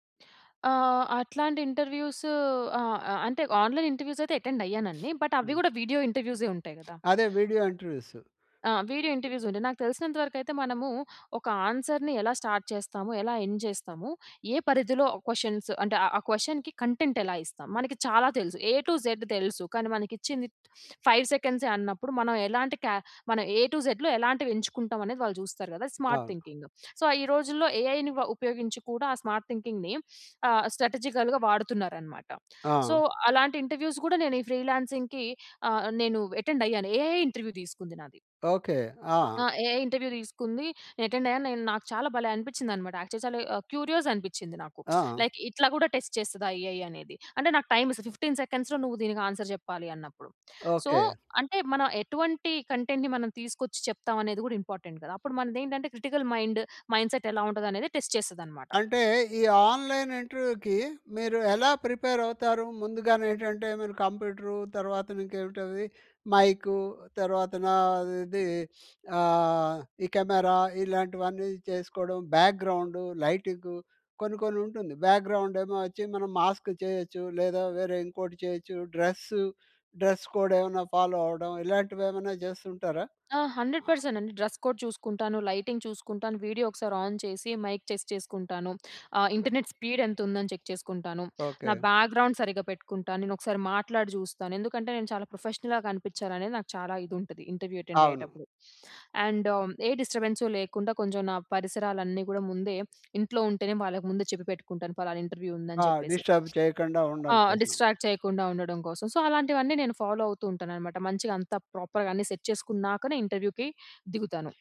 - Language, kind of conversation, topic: Telugu, podcast, ఇంటర్వ్యూకి ముందు మీరు ఎలా సిద్ధమవుతారు?
- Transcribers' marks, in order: in English: "ఇంటర్వ్యూస్"; in English: "ఆన్‌లైన్ ఇంటర్వ్యూస్"; in English: "అటెండ్"; sniff; in English: "బట్"; other background noise; in English: "వీడియో ఇంటర్వ్యూస్"; in English: "వీడియో ఇంటర్వ్యూస్"; in English: "ఆన్సర్‌ని"; in English: "స్టార్ట్"; in English: "ఎండ్"; in English: "క్వెషన్స్"; in English: "క్వెషన్‌కి కంటెంట్"; in English: "ఏ టూ జెడ్"; sniff; in English: "ఫైవ్"; in English: "ఏ టూ జెడ్‌లో"; in English: "స్మార్ట్ థింకింగ్. సో"; in English: "ఏఐని"; in English: "స్మార్ట్ థింకింగ్‌ని"; in English: "స్ట్రాటజికల్‌గా"; in English: "సో"; in English: "ఇంటర్వ్యూస్"; in English: "ఫ్రీలాన్సింగ్‌కి"; in English: "అటెండ్"; in English: "ఏ‌ఐ ఇంటర్వ్యూ"; in English: "ఏ‌ఐ ఇంటర్వ్యూ"; in English: "అటెండ్"; in English: "యాక్చువల్లీ"; in English: "క్యూరియస్"; lip smack; in English: "లైక్"; in English: "టెస్ట్"; in English: "ఏ‌ఐ"; in English: "ఫిఫ్టీన్ సెకండ్స్‌లో"; in English: "ఆన్సర్"; in English: "సో"; in English: "కంటెంట్‌ని"; in English: "ఇంపార్టెంట్"; in English: "క్రిటికల్ మైండ్ మైండ్ సెట్"; in English: "టెస్ట్"; in English: "ఆన్‍లైన్ ఇంటర్వ్యూకి"; in English: "ప్రిపేర్"; in English: "మాస్క్"; in English: "డ్రెస్ కోడ్"; in English: "ఫాలో"; in English: "హండ్రెడ్ పర్సెంట్"; other noise; in English: "డ్రెస్ కోడ్"; in English: "లైటింగ్"; in English: "ఆన్"; in English: "మైక్"; in English: "ఇంటర్నెట్ స్పీడ్"; in English: "చెక్"; in English: "బ్యాక్గ్రౌండ్"; in English: "ప్రొఫెషనల్‌గా"; in English: "ఇంటర్వ్యూ అటెండ్"; in English: "అండ్"; in English: "డిస్టర్బెన్స్"; in English: "ఇంటర్వ్యూ"; in English: "డిస్టర్బ్"; in English: "డిస్ట్రాక్ట్"; in English: "సో"; in English: "ఫాలో"; in English: "ప్రాపర్‌గా"; in English: "ఇంటర్వ్యూ‌కి"